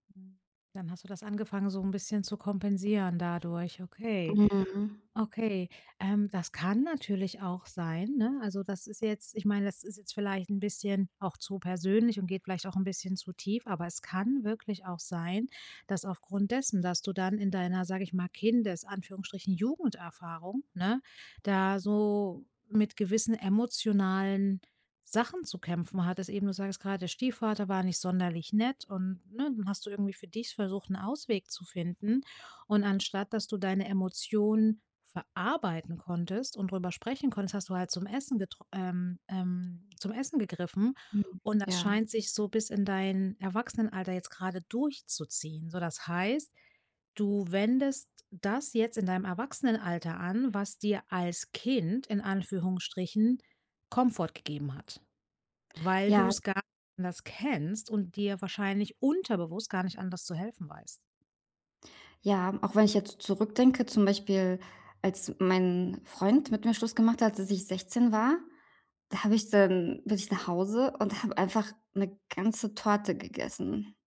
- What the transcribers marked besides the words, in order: stressed: "Kind"; unintelligible speech
- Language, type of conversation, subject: German, advice, Wie kann ich meinen Zucker- und Koffeinkonsum reduzieren?
- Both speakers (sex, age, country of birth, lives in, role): female, 35-39, Germany, Netherlands, advisor; female, 35-39, Russia, Germany, user